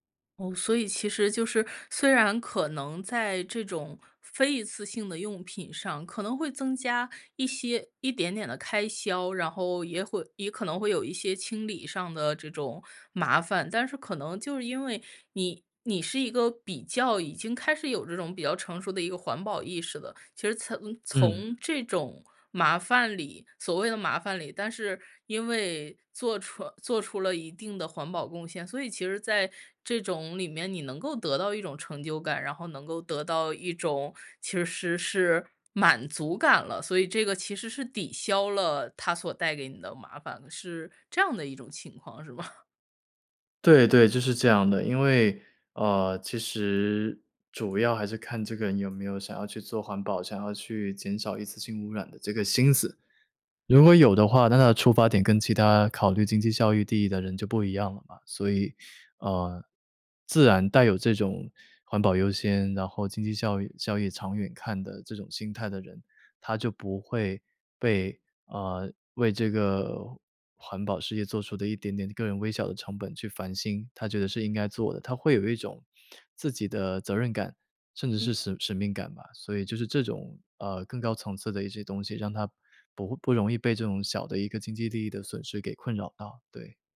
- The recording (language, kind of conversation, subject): Chinese, podcast, 你会怎么减少一次性塑料的使用？
- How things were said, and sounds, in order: laugh